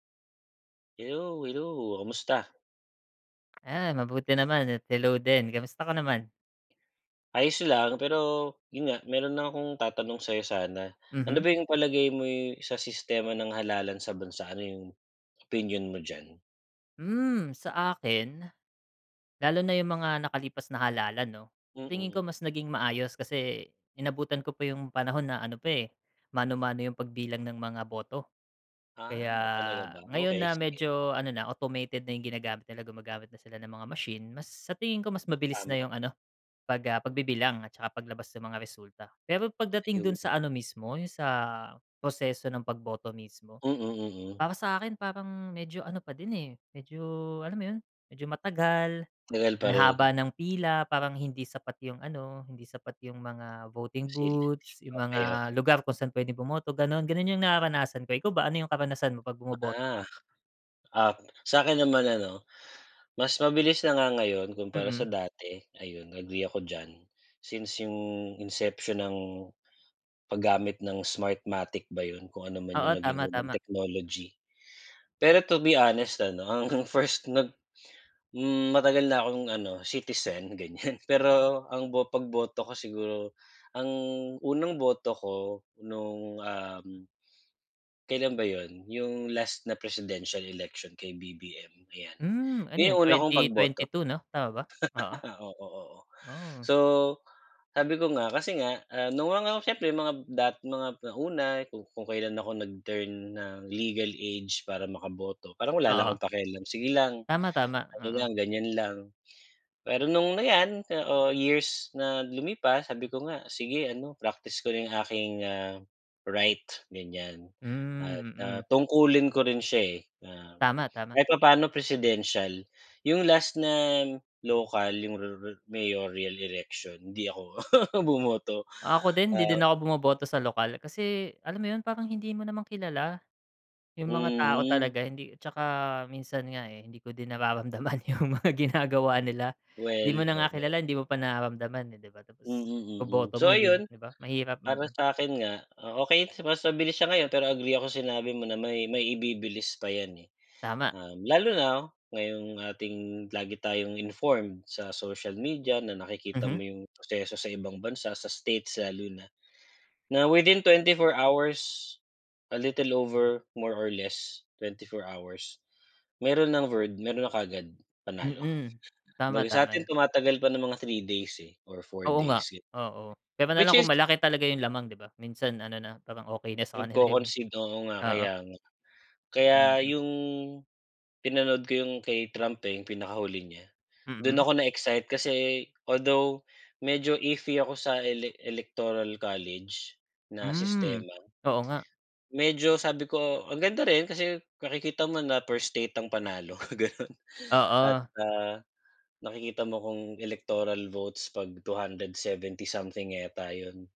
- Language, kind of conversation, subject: Filipino, unstructured, Ano ang palagay mo sa sistema ng halalan sa bansa?
- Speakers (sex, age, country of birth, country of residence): male, 35-39, Philippines, Philippines; male, 40-44, Philippines, Philippines
- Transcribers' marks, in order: other background noise; unintelligible speech; laughing while speaking: "ang"; laughing while speaking: "ganiyan"; laugh; laugh; laughing while speaking: "nararamdaman 'yung mga ginagawa nila"; in English: "a little over more or less"; laughing while speaking: "'yung"; in English: "iffy"; chuckle; laughing while speaking: "ganun"